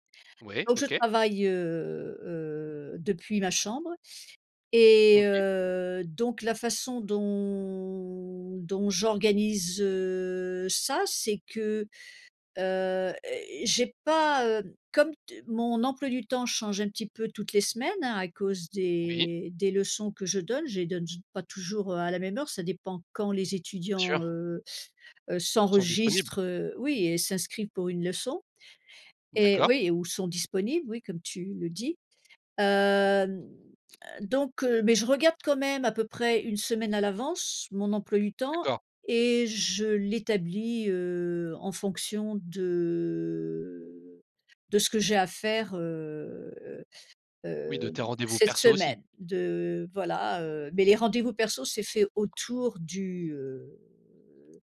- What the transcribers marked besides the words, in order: other background noise
- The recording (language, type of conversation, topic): French, podcast, Comment trouvez-vous l’équilibre entre le travail et la vie personnelle ?